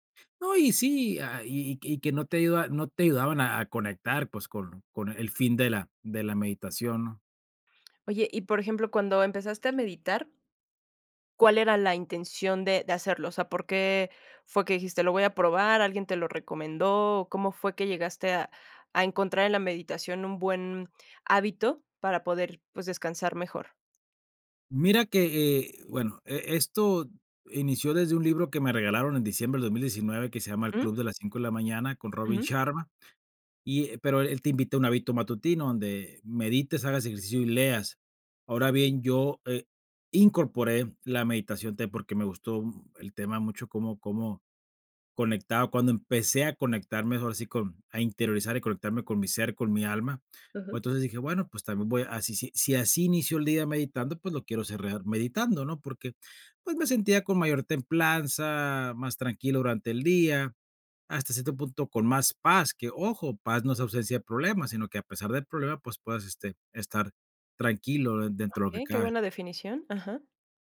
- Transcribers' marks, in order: other background noise; "cerrar" said as "cerrear"
- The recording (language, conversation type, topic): Spanish, podcast, ¿Qué hábitos te ayudan a dormir mejor por la noche?